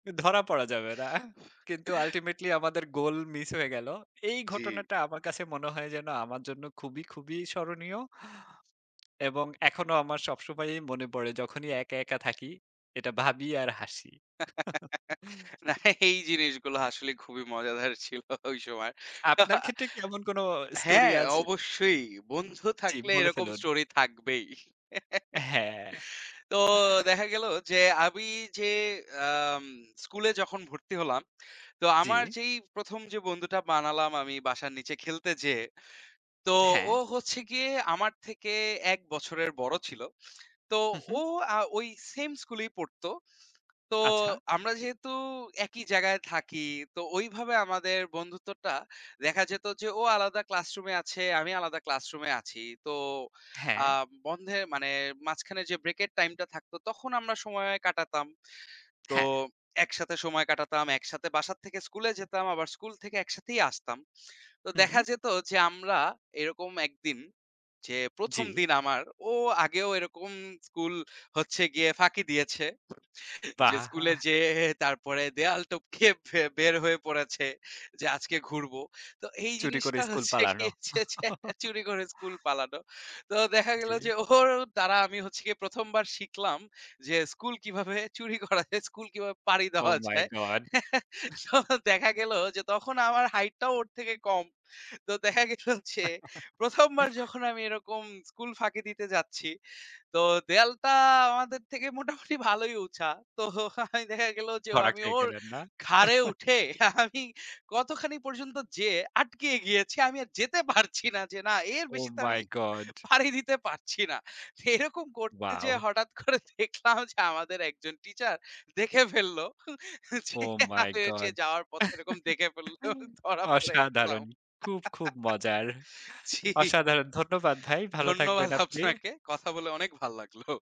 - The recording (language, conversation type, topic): Bengali, unstructured, আপনি প্রথমবার বন্ধু বানানোর সময় কেমন অনুভব করেছিলেন?
- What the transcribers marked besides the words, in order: laughing while speaking: "ধরা পড়া যাবে না। কিন্তু আল্টিমেটলি আমাদের গোল মিস হয়ে গেল"; blowing; sneeze; laugh; laughing while speaking: "না, এই জিনিসগুলো আসলে খুবই … এরকম স্টোরি থাকবেই"; chuckle; laughing while speaking: "যে স্কুলে যেয়ে তারপরে দেওয়াল … পড়ে গেলাম। জি"; laughing while speaking: "বাহ!"; chuckle; chuckle; chuckle; chuckle; chuckle; laughing while speaking: "ধন্যবাদ আপনাকে। কথা বলে অনেক ভাল্লাগলো"